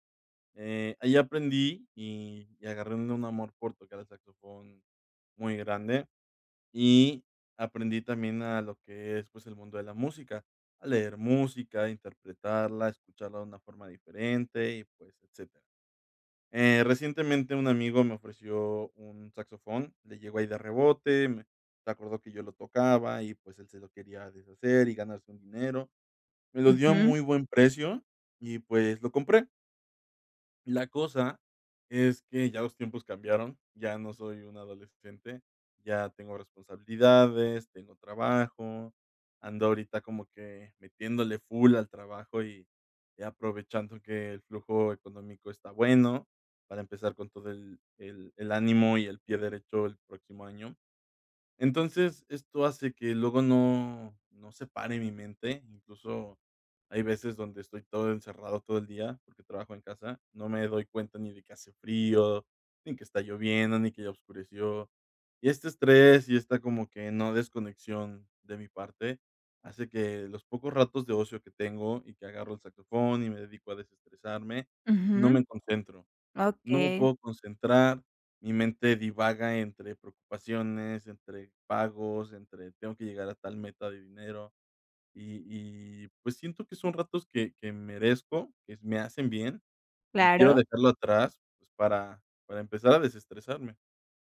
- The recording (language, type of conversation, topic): Spanish, advice, ¿Cómo puedo disfrutar de la música cuando mi mente divaga?
- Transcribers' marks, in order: in English: "full"